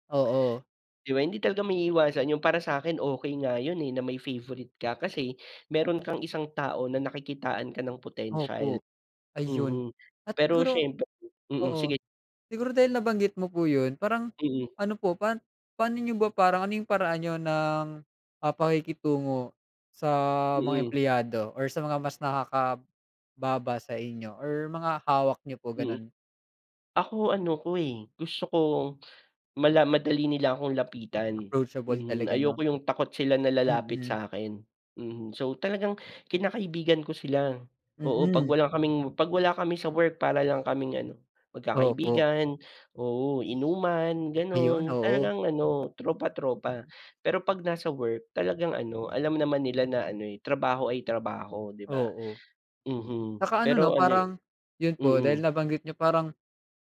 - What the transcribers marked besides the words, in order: other background noise; tapping
- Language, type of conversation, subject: Filipino, unstructured, Ano ang pinakamahalagang katangian ng isang mabuting boss?